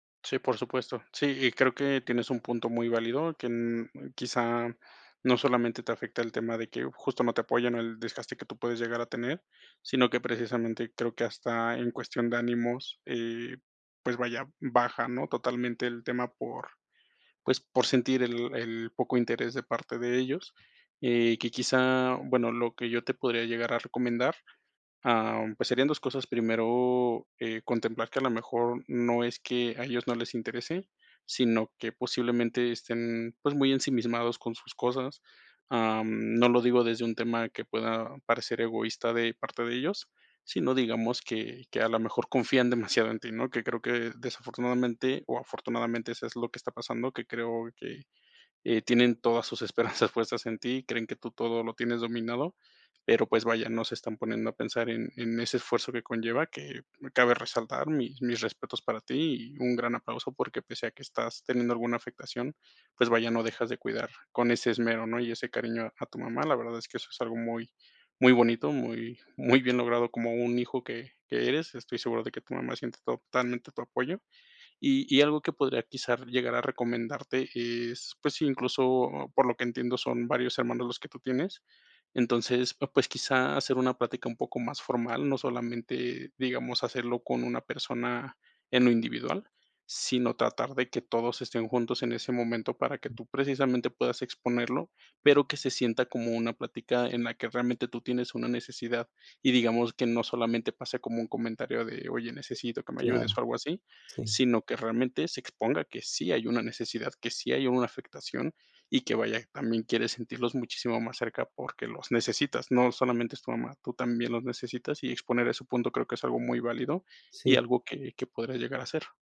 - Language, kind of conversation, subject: Spanish, advice, ¿Cómo puedo cuidar a un familiar enfermo que depende de mí?
- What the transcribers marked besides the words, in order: laughing while speaking: "esperanzas"; other noise; other background noise